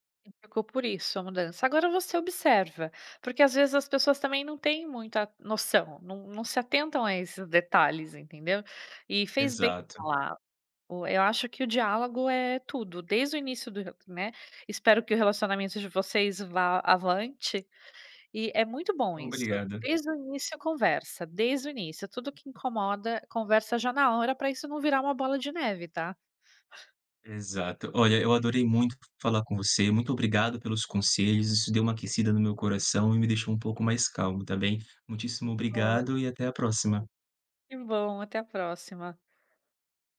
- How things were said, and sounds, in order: "diálogo" said as "diálago"; unintelligible speech; other background noise; other noise
- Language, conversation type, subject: Portuguese, advice, Como você lida com a falta de proximidade em um relacionamento à distância?